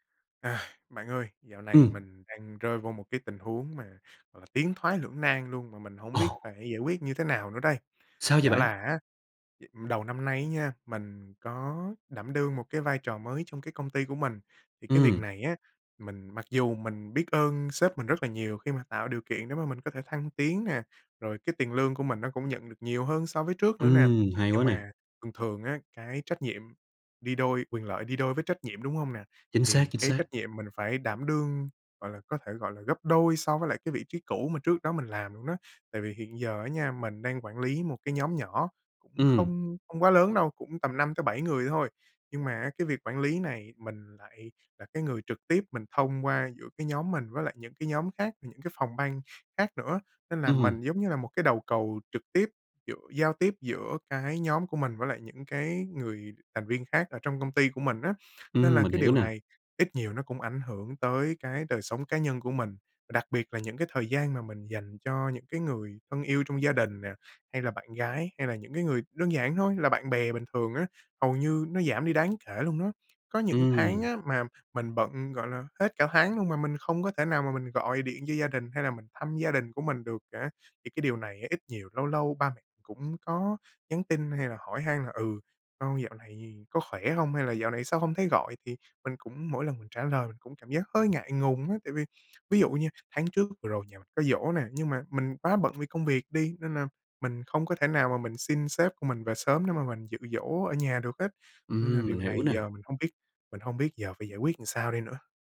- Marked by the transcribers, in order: tapping; other background noise; other noise
- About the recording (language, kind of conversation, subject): Vietnamese, advice, Làm thế nào để đặt ranh giới rõ ràng giữa công việc và gia đình?